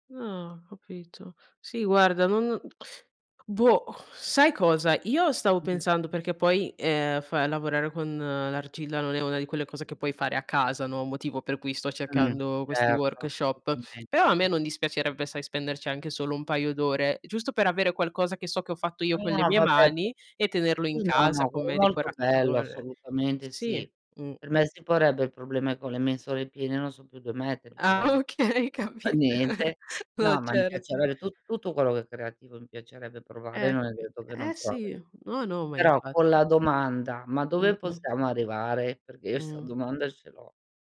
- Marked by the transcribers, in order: in English: "workshop"; laughing while speaking: "okay capito"; chuckle
- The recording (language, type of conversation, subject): Italian, unstructured, Hai mai scoperto una passione inaspettata provando qualcosa di nuovo?